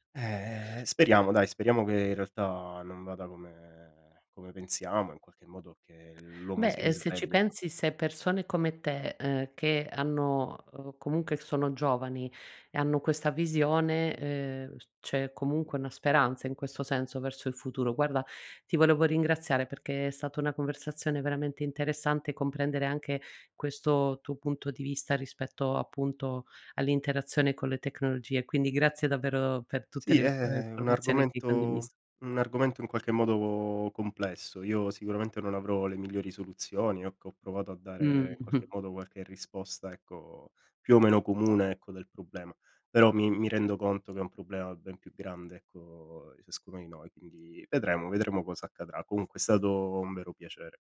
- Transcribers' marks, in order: "ecco" said as "occo"; chuckle
- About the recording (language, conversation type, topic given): Italian, podcast, Come gestisci le notifiche dello smartphone nella tua giornata?